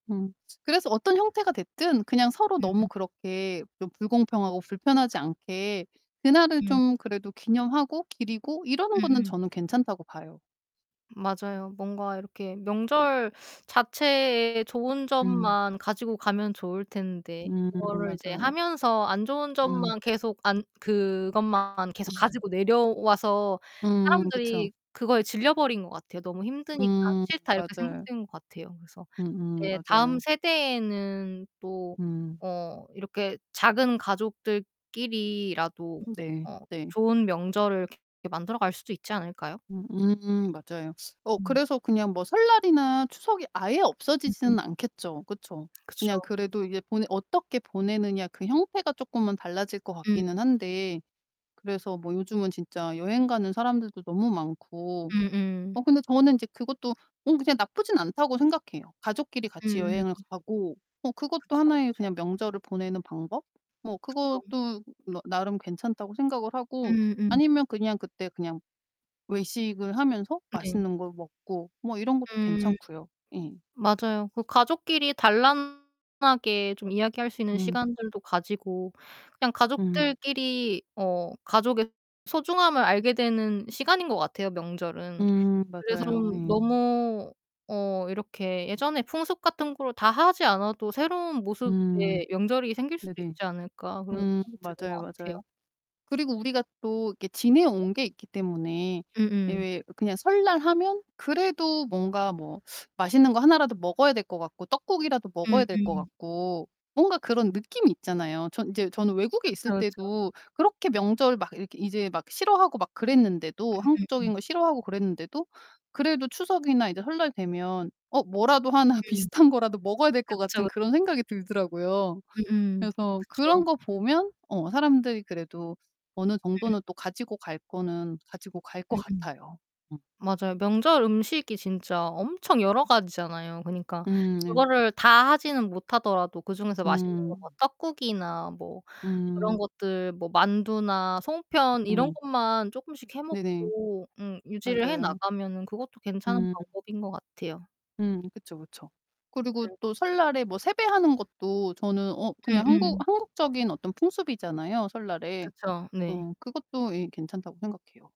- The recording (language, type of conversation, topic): Korean, unstructured, 한국 명절 때 가장 기억에 남는 풍습은 무엇인가요?
- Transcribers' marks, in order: other background noise; distorted speech; laugh; unintelligible speech; tapping; laughing while speaking: "하나"; unintelligible speech